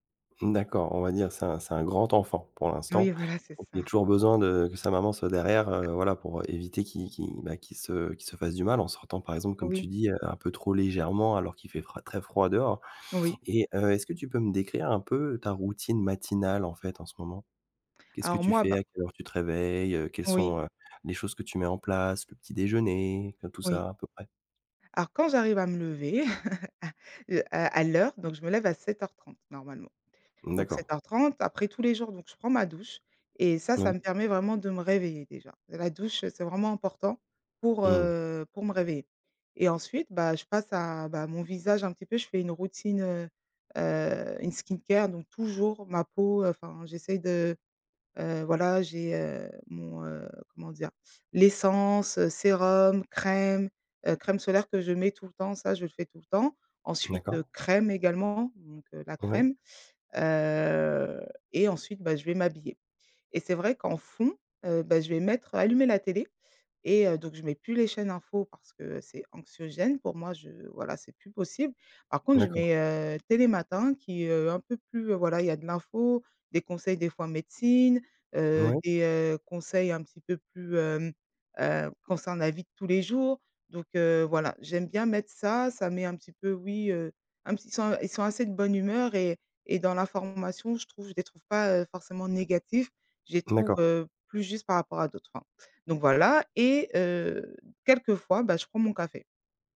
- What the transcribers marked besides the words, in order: tapping; laugh; in English: "skin care"; drawn out: "heu"
- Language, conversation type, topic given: French, advice, Pourquoi ma routine matinale chaotique me fait-elle commencer la journée en retard ?